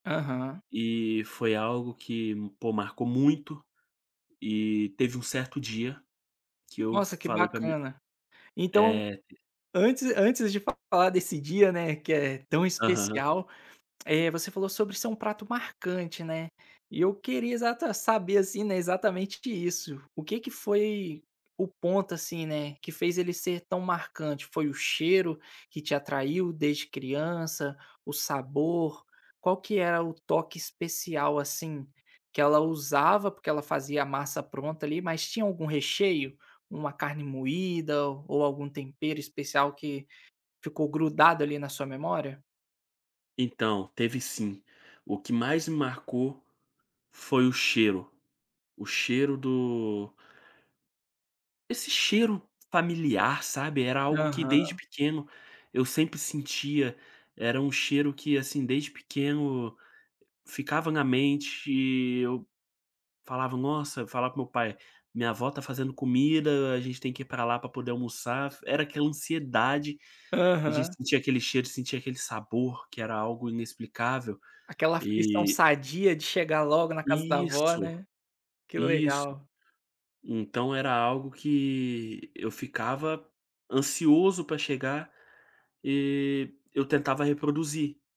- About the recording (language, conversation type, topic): Portuguese, podcast, Como a comida da sua família ajudou a definir quem você é?
- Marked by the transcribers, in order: none